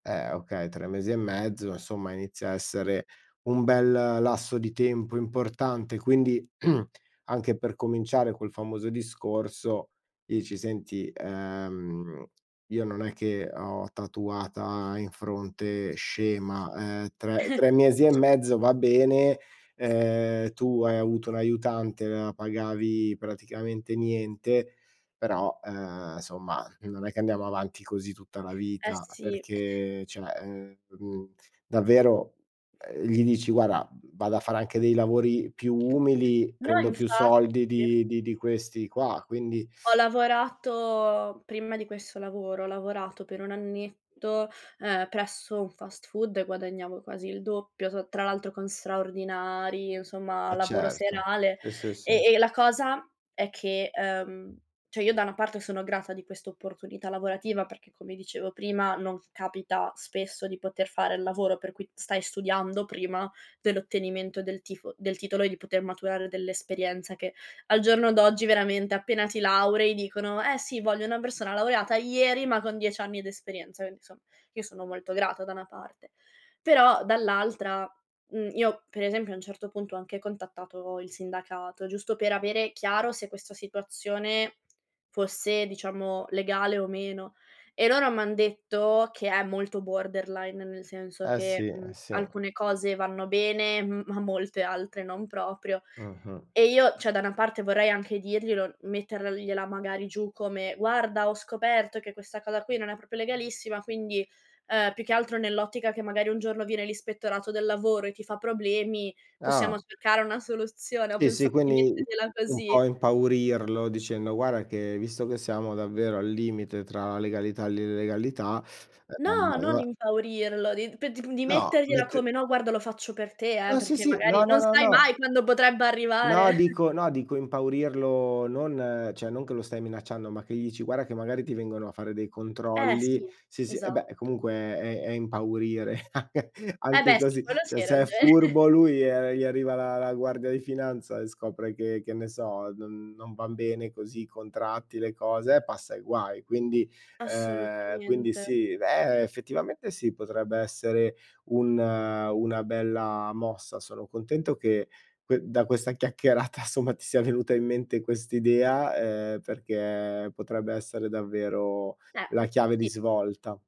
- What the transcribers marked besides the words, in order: throat clearing; chuckle; other background noise; "cioè" said as "ceh"; tapping; "Guarda" said as "guara"; "Quindi" said as "indi"; "insomma" said as "som"; "cioè" said as "ceh"; "Guarda" said as "guara"; "allora" said as "alloa"; chuckle; "cioè" said as "ceh"; "Guarda" said as "guara"; chuckle; laughing while speaking: "anche anche così"; chuckle; "cioè" said as "ceh"; laughing while speaking: "chiacchierata"
- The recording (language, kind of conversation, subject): Italian, advice, Come posso chiedere un aumento al mio capo?